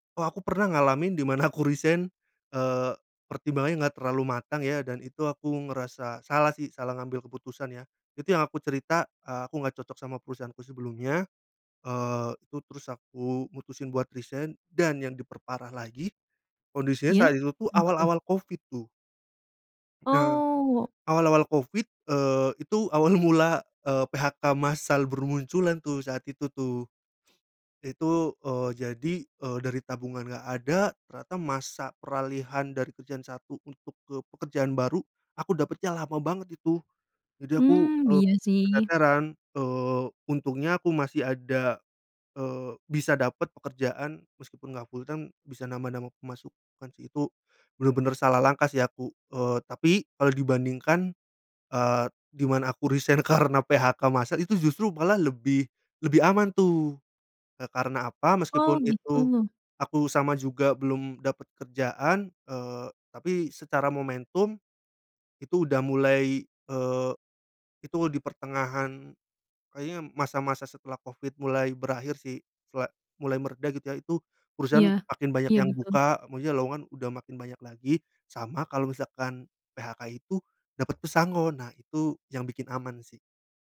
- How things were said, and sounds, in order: laughing while speaking: "aku"; laughing while speaking: "awal mula"; in English: "full time"; laughing while speaking: "karena"
- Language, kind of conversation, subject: Indonesian, podcast, Bagaimana kamu mengatur keuangan saat mengalami transisi kerja?